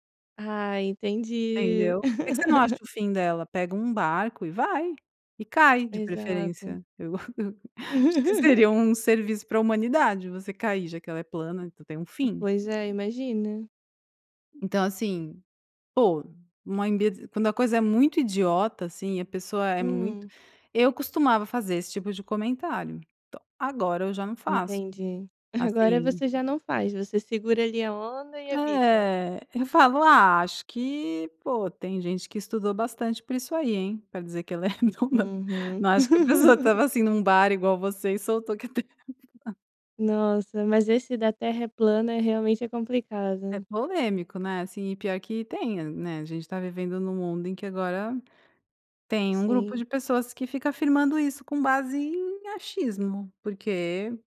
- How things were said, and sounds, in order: laugh; laugh; tapping; chuckle; laughing while speaking: "redonda"; laugh; laughing while speaking: "plana"
- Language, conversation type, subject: Portuguese, podcast, Como você costuma discordar sem esquentar a situação?